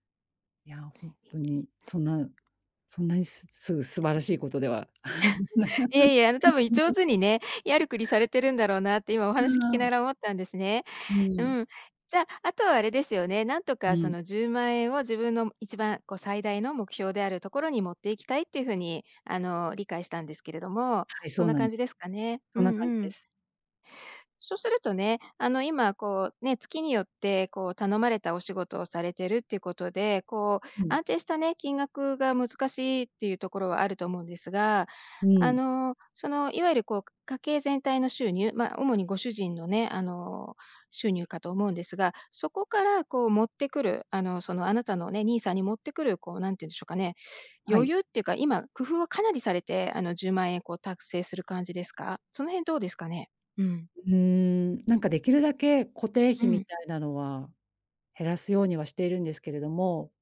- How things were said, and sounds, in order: chuckle
- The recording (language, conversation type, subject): Japanese, advice, 毎月決まった額を貯金する習慣を作れないのですが、どうすれば続けられますか？